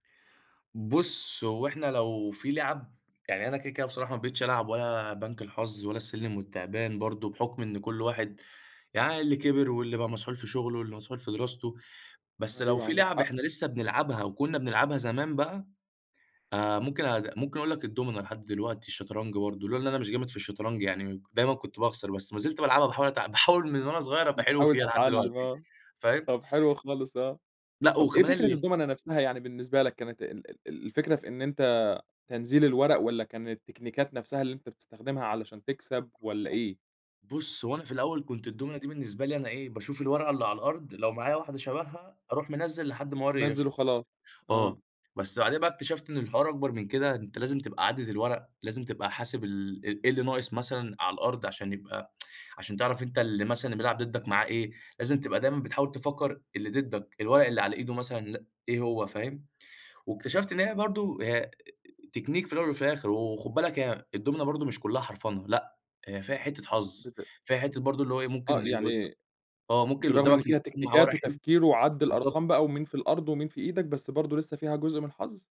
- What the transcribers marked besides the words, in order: in English: "التكنيكات"; unintelligible speech; other background noise; tapping; tsk; in English: "Technique"; in English: "تكنيكات"
- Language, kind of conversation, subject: Arabic, podcast, إيه هي اللعبة اللي دايمًا بتلمّ العيلة عندكم؟